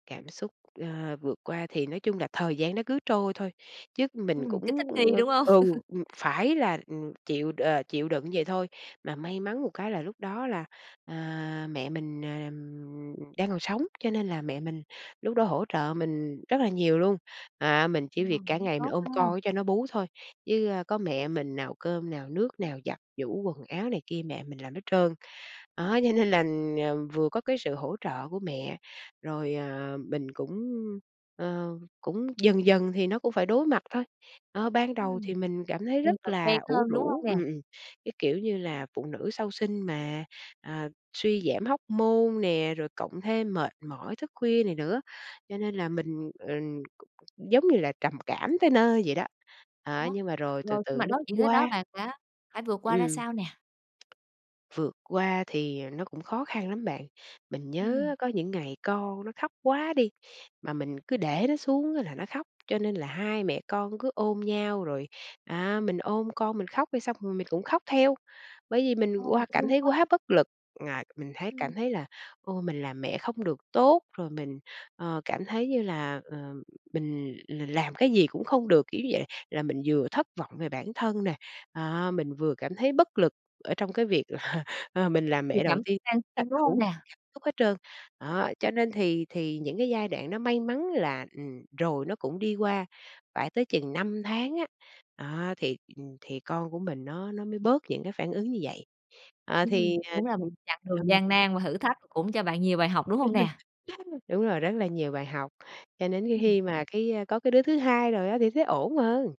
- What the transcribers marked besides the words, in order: tapping; laugh; other background noise; other noise; laughing while speaking: "là"; laugh
- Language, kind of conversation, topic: Vietnamese, podcast, Lần đầu làm cha hoặc mẹ, bạn đã cảm thấy thế nào?